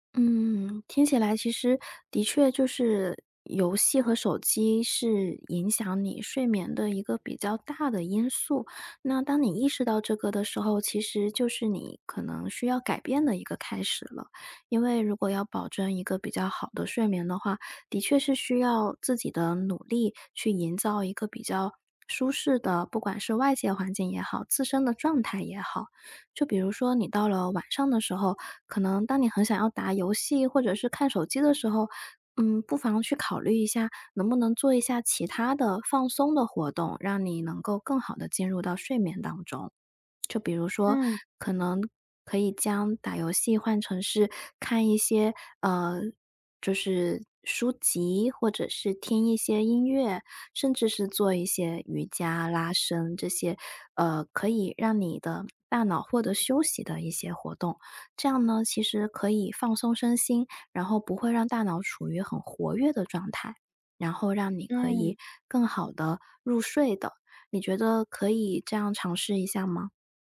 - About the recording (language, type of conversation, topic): Chinese, advice, 夜里反复胡思乱想、无法入睡怎么办？
- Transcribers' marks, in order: other background noise; tapping